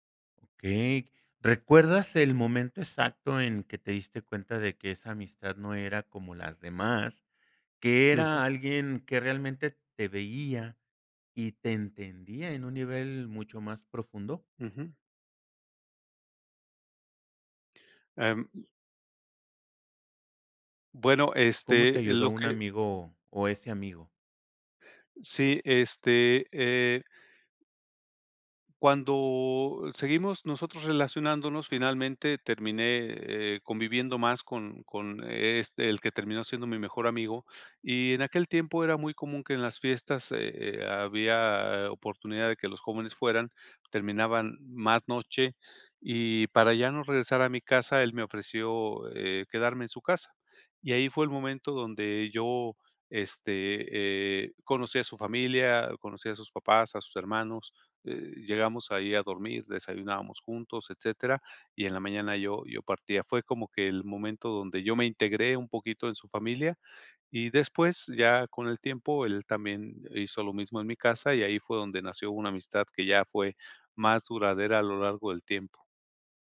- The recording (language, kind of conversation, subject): Spanish, podcast, Cuéntame sobre una amistad que cambió tu vida
- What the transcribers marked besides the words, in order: other background noise; other noise